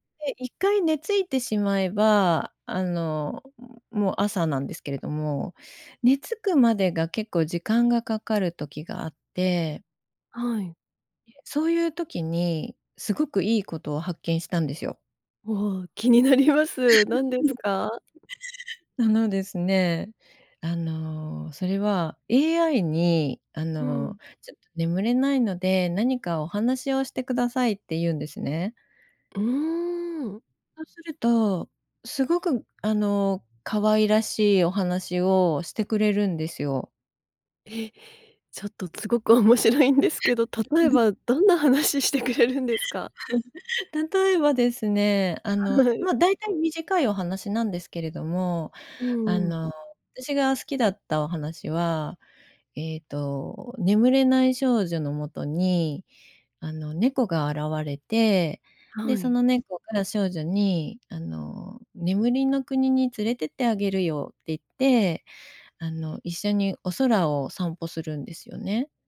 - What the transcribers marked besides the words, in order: laughing while speaking: "気になります"; laugh; laughing while speaking: "すごく 面白いんですけ … れるんですか？"; "つごく" said as "すごく"; laugh; other noise
- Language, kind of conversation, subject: Japanese, podcast, 快適に眠るために普段どんなことをしていますか？